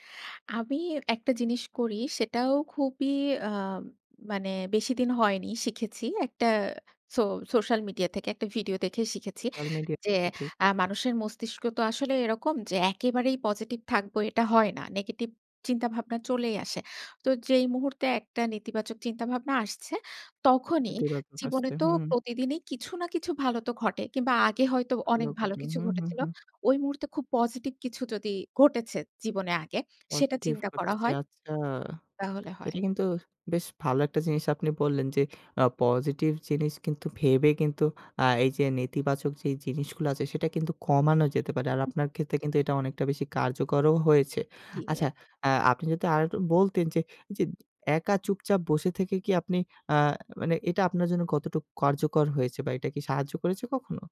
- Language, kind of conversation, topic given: Bengali, podcast, অন্যদের মতামতে প্রভাবিত না হয়ে আপনি নিজেকে কীভাবে মূল্যায়ন করেন?
- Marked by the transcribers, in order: "কথা" said as "কতা"; other animal sound